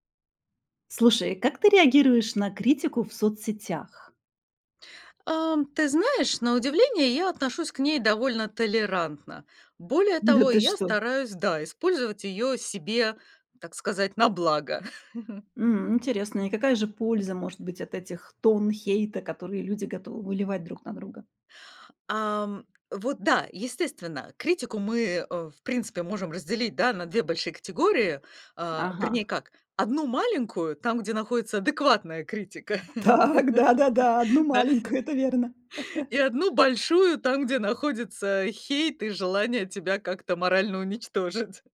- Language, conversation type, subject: Russian, podcast, Как вы реагируете на критику в социальных сетях?
- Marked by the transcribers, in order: tapping; chuckle; laughing while speaking: "Так, да-да-да, одну маленькую, это верно"; laugh